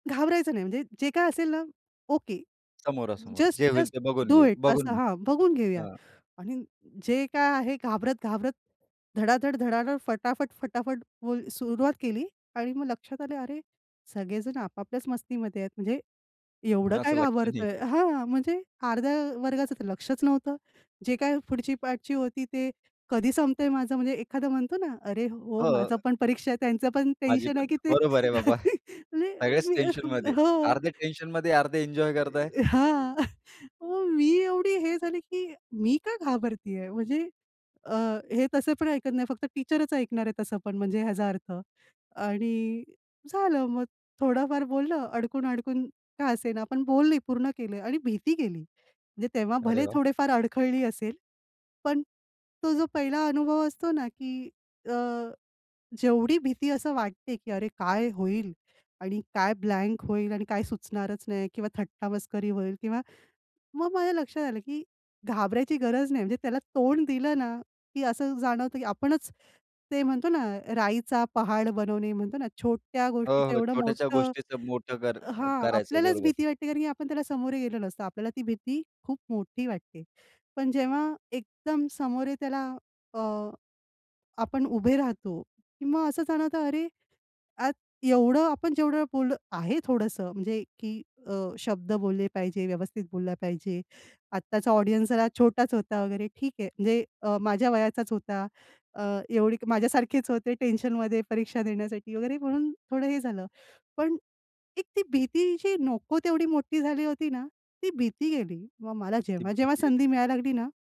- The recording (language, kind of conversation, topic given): Marathi, podcast, भीतीशी सामना करताना तुम्ही काय करता?
- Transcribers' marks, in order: other background noise; in English: "जस्ट जस्ट डू इट"; laughing while speaking: "अरे हो, माझा पण परीक्षा आहे त्यांचं पण टेन्शन आहे की ते"; laughing while speaking: "बाबा"; chuckle; chuckle; in English: "टीचरच"; in English: "ब्लँक"; in English: "ऑडियन्स"